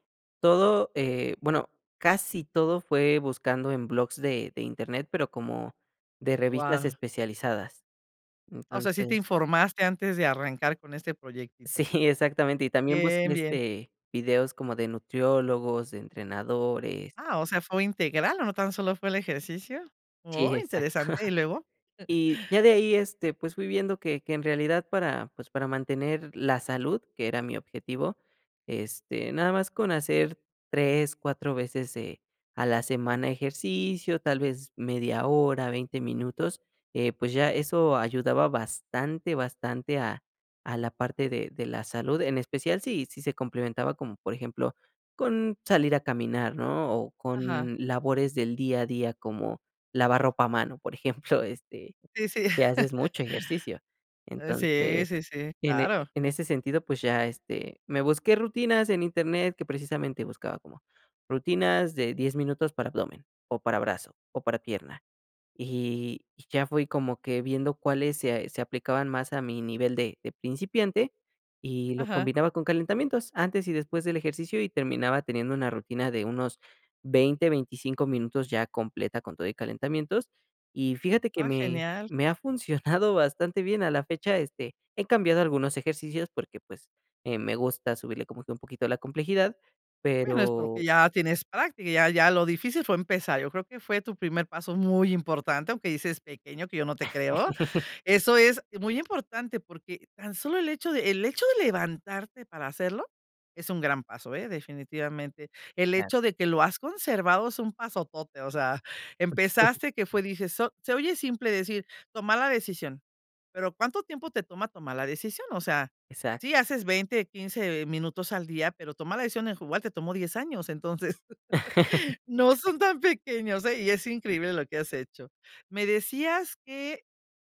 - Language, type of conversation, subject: Spanish, podcast, ¿Qué pequeños cambios te han ayudado más a desarrollar resiliencia?
- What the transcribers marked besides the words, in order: laughing while speaking: "exacto"; chuckle; laughing while speaking: "ejemplo"; chuckle; chuckle; chuckle; chuckle; laughing while speaking: "Entonces"